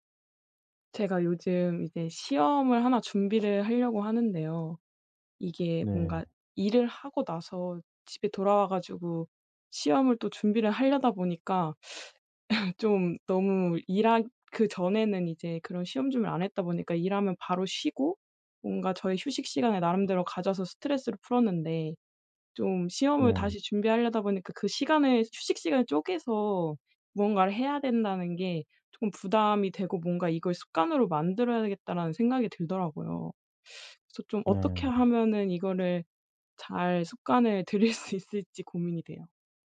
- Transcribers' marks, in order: other background noise; teeth sucking; throat clearing; teeth sucking; laughing while speaking: "들일 수"
- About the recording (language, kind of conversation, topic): Korean, advice, 어떻게 새로운 일상을 만들고 꾸준한 습관을 들일 수 있을까요?